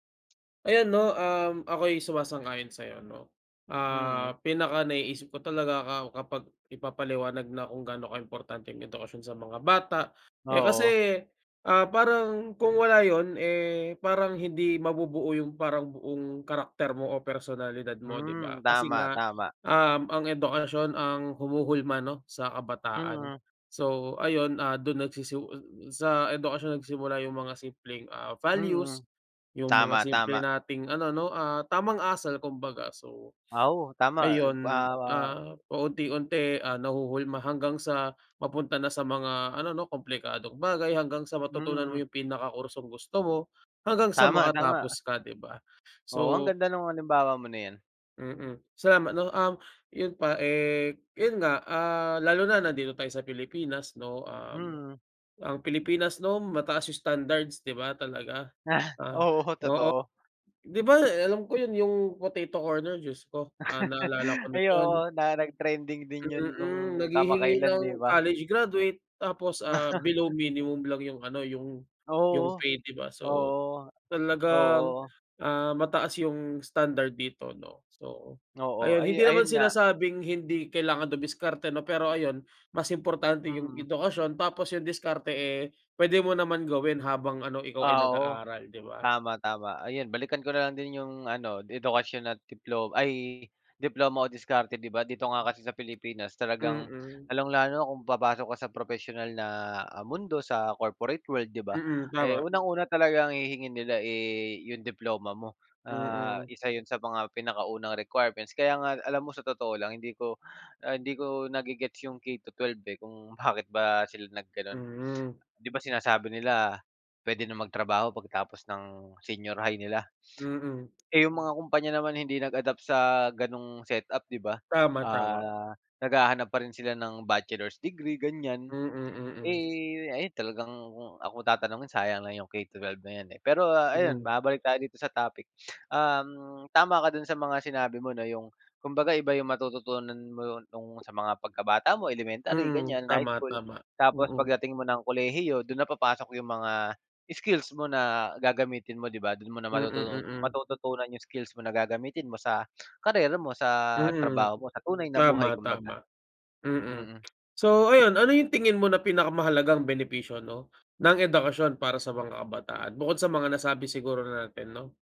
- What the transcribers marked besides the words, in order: chuckle; chuckle; chuckle; tapping; laughing while speaking: "bakit ba"; other background noise; tsk
- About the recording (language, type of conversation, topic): Filipino, unstructured, Paano mo maipapaliwanag ang kahalagahan ng edukasyon sa mga kabataan?